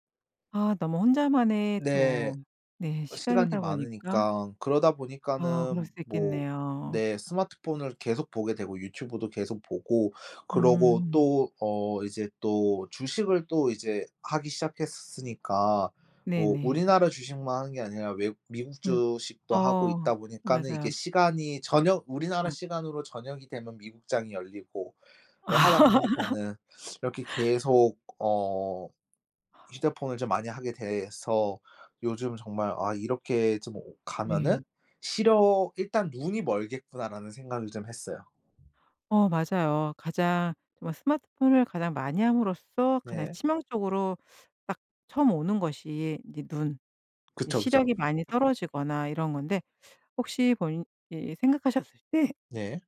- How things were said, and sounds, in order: laugh; teeth sucking; other background noise
- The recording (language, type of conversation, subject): Korean, podcast, 요즘 스마트폰 사용 습관에 대해 이야기해 주실 수 있나요?